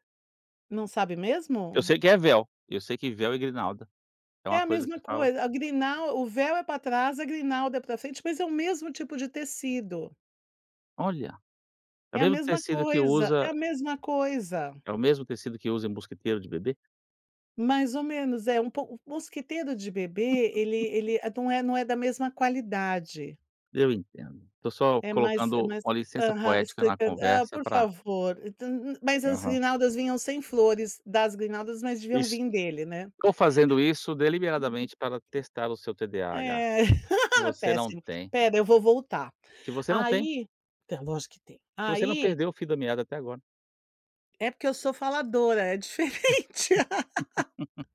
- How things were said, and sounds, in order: laugh; tapping; laugh; laugh; laughing while speaking: "é diferente"; chuckle
- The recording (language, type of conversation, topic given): Portuguese, advice, Quais tarefas você está tentando fazer ao mesmo tempo e que estão impedindo você de concluir seus trabalhos?